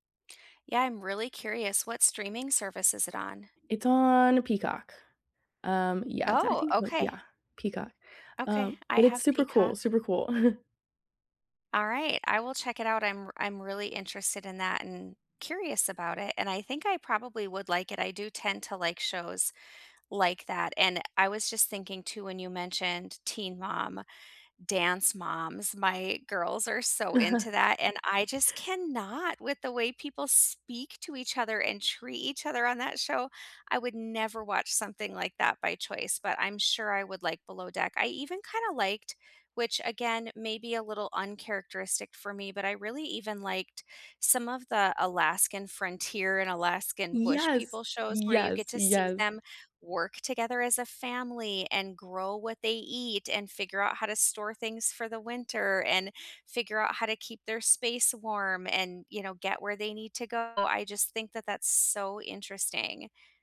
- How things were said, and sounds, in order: tapping; other background noise; chuckle; chuckle
- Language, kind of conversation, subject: English, unstructured, Which comfort shows do you rewatch for a pick-me-up, and what makes them your cozy go-tos?
- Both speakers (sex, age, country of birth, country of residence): female, 20-24, United States, United States; female, 40-44, United States, United States